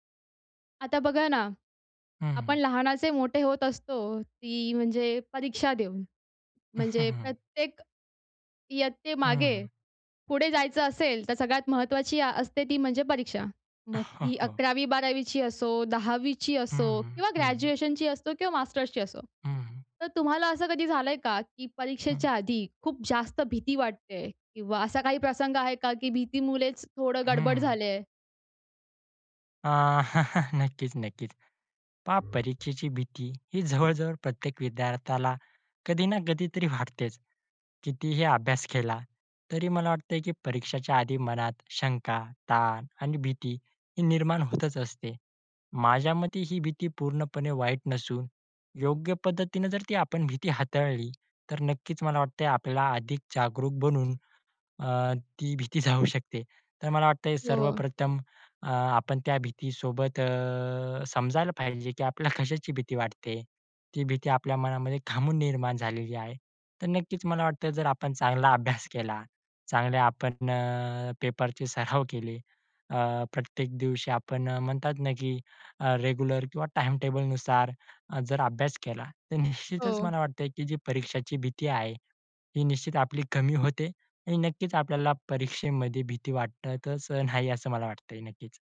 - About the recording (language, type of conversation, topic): Marathi, podcast, परीक्षेची भीती कमी करण्यासाठी तुम्ही काय करता?
- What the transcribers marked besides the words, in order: laugh; laugh; laugh; other background noise; tapping